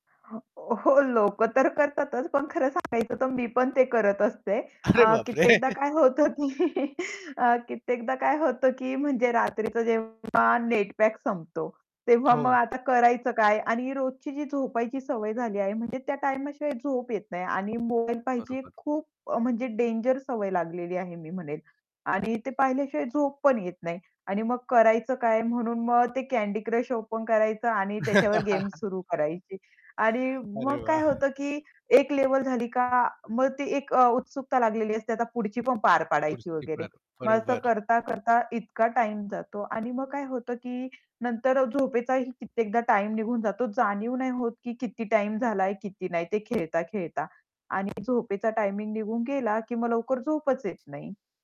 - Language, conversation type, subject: Marathi, podcast, तुम्ही रात्री फोनचा वापर कसा नियंत्रित करता, आणि त्यामुळे तुमची झोप प्रभावित होते का?
- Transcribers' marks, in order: other noise; static; laughing while speaking: "ओ, हो लोक तर करतातच"; mechanical hum; other background noise; laughing while speaking: "अरे बापरे!"; chuckle; laughing while speaking: "की"; chuckle; distorted speech; tapping; laugh; laughing while speaking: "वाह!"; unintelligible speech